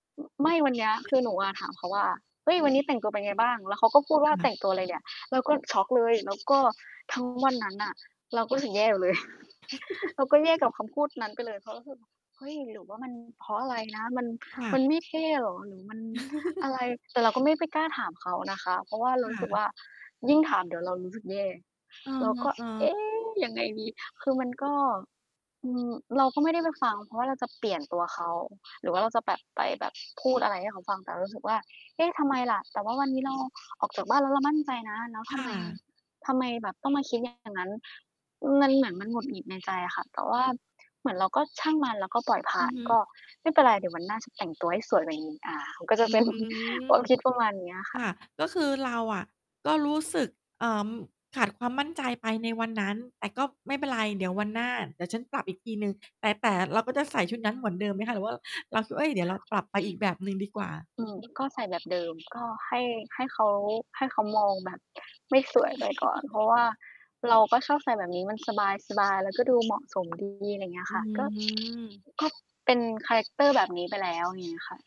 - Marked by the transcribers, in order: other background noise; distorted speech; static; chuckle; giggle; stressed: "เอ๊"; unintelligible speech; laughing while speaking: "เป็น"; giggle; tapping
- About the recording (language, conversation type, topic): Thai, podcast, การแต่งตัวให้เป็นตัวเองสำหรับคุณหมายถึงอะไร?
- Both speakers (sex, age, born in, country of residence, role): female, 20-24, Thailand, Thailand, guest; female, 40-44, Thailand, Thailand, host